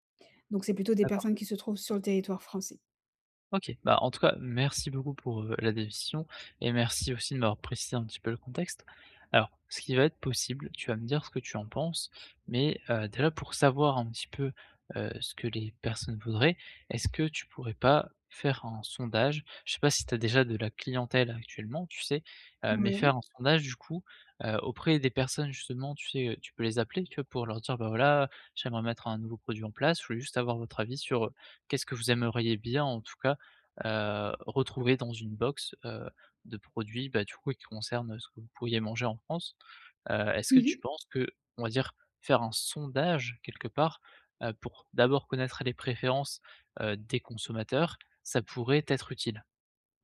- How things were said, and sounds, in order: tapping; "dévission" said as "précision"; other background noise
- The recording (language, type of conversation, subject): French, advice, Comment trouver un produit qui répond vraiment aux besoins de mes clients ?